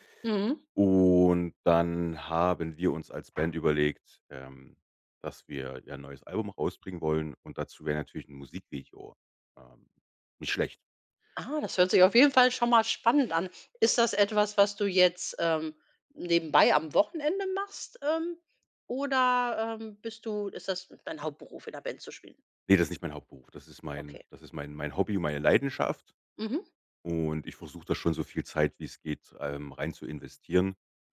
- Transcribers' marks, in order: drawn out: "Und"; other background noise
- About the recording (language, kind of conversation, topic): German, podcast, Erzähl mal von einem Projekt, auf das du richtig stolz warst?